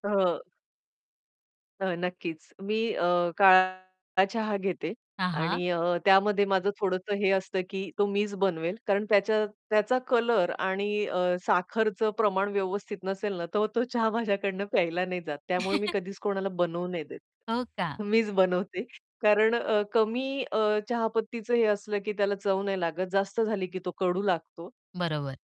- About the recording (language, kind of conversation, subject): Marathi, podcast, सकाळचा चहा आणि वाचन तुम्हाला का महत्त्वाचं वाटतं?
- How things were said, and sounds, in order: distorted speech; laughing while speaking: "तो चहा माझ्याकडून प्यायला नाही जात"; chuckle; tapping; static; other background noise